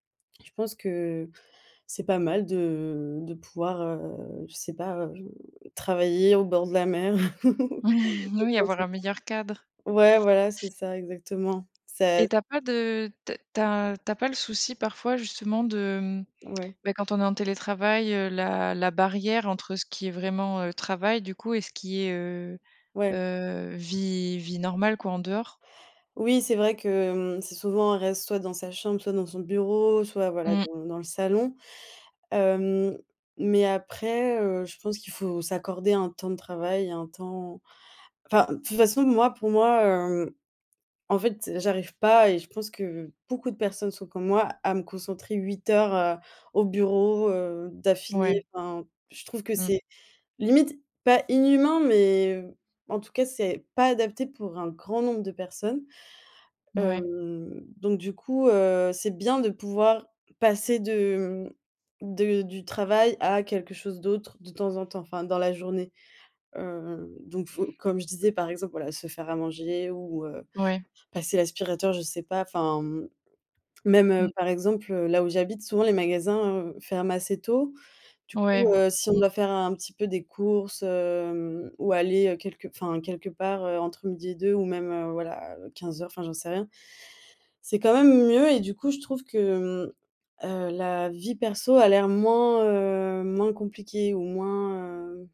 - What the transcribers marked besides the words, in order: chuckle; laugh; unintelligible speech; other background noise
- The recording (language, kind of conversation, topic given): French, podcast, Que penses-tu, honnêtement, du télétravail à temps plein ?